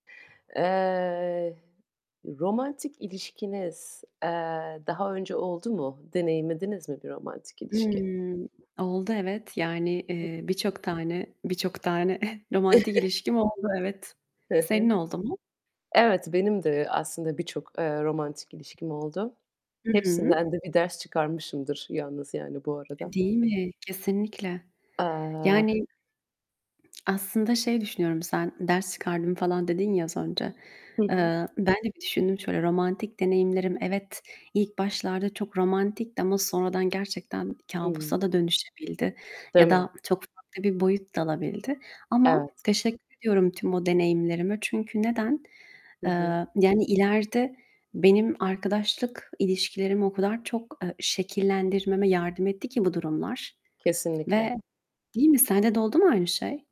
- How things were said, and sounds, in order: tapping; other background noise; chuckle; static; distorted speech; other street noise
- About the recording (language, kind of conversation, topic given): Turkish, unstructured, Geçmiş romantik ilişki deneyimleriniz, arkadaşlık ilişkilerinizin şekillenmesini nasıl etkiler?